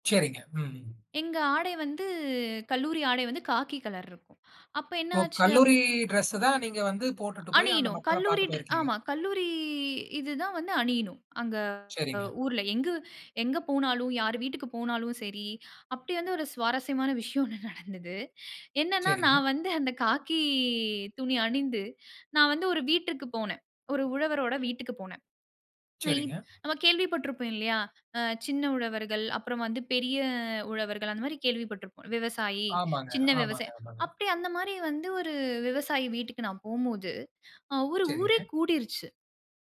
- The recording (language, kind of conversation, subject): Tamil, podcast, மொழி தடையிருந்தாலும் உங்களுடன் நெருக்கமாக இணைந்த ஒருவரைப் பற்றி பேசலாமா?
- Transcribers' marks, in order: unintelligible speech; laughing while speaking: "ஒண்ணு நடந்தது"; laughing while speaking: "வந்து"; unintelligible speech